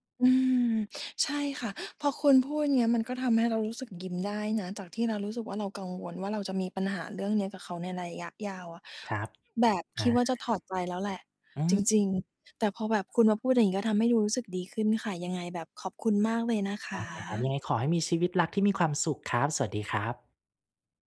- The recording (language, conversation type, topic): Thai, advice, ฉันควรสื่อสารกับแฟนอย่างไรเมื่อมีความขัดแย้งเพื่อแก้ไขอย่างสร้างสรรค์?
- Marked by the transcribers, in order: none